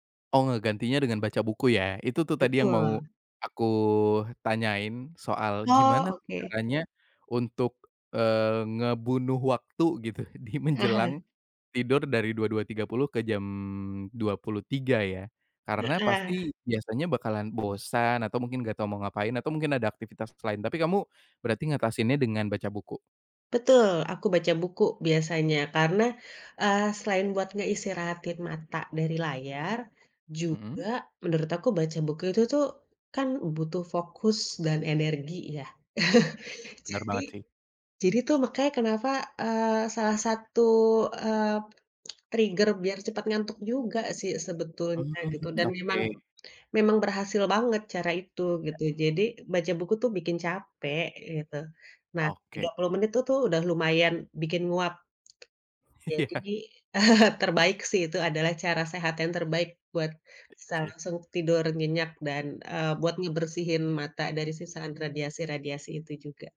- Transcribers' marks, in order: laughing while speaking: "di menjelang"; other background noise; chuckle; tapping; in English: "trigger"; chuckle; laughing while speaking: "Iya"
- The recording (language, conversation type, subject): Indonesian, podcast, Bagaimana kamu mengatur penggunaan gawai sebelum tidur?